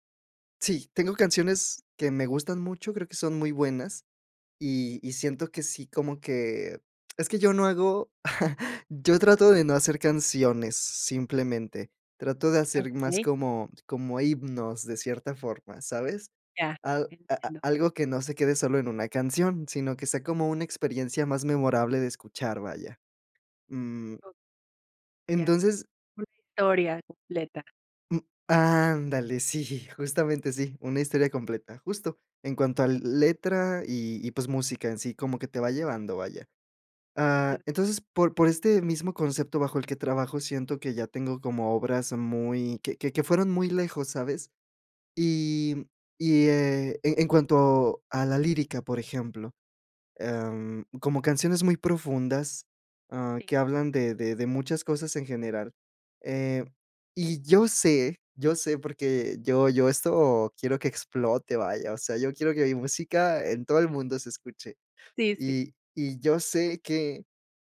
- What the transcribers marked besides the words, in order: chuckle; other noise
- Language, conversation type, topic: Spanish, advice, ¿Cómo puedo medir mi mejora creativa y establecer metas claras?